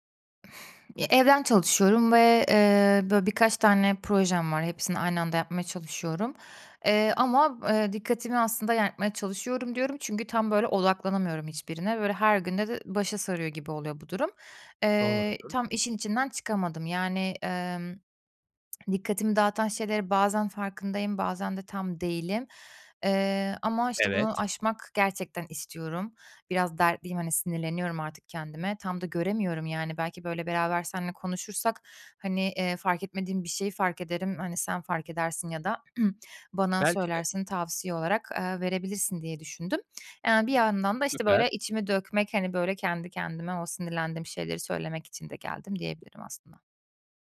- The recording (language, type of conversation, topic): Turkish, advice, Yaratıcı çalışmalarım için dikkat dağıtıcıları nasıl azaltıp zamanımı nasıl koruyabilirim?
- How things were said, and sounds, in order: unintelligible speech; lip smack; tapping